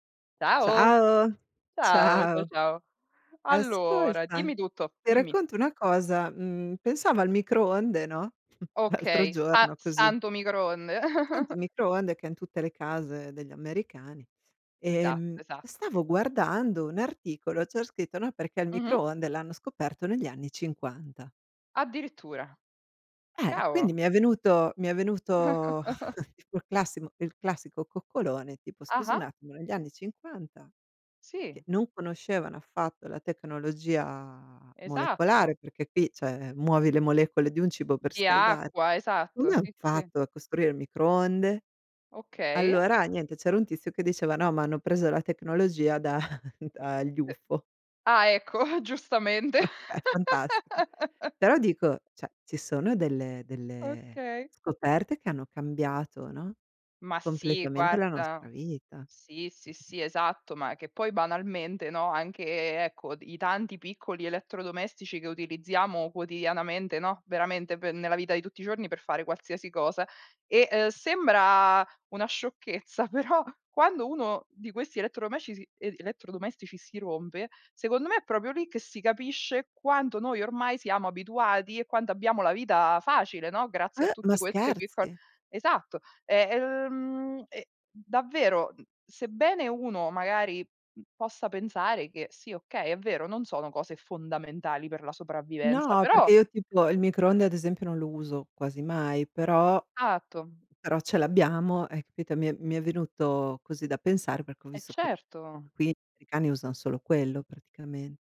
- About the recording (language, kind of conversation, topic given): Italian, unstructured, In che modo le invenzioni hanno influenzato il mondo moderno?
- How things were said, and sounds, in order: chuckle; laughing while speaking: "l'altro"; chuckle; other background noise; chuckle; laughing while speaking: "tipo"; "cioè" said as "ceh"; tapping; laughing while speaking: "da"; chuckle; laughing while speaking: "È fantastico"; laughing while speaking: "giustamente"; "cioè" said as "ceh"; laugh; laughing while speaking: "però"